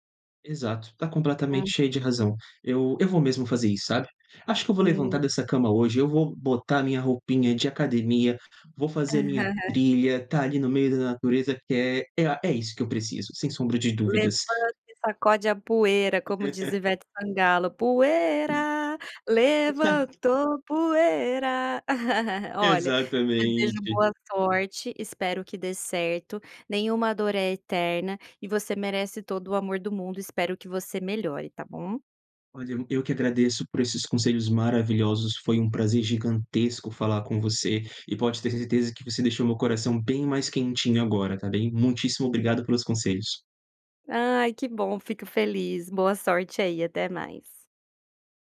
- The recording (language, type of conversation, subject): Portuguese, advice, Como posso superar o fim recente do meu namoro e seguir em frente?
- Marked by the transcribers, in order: laugh; laugh; singing: "poeira, levantou poeira"; unintelligible speech; laugh; joyful: "Exatamente"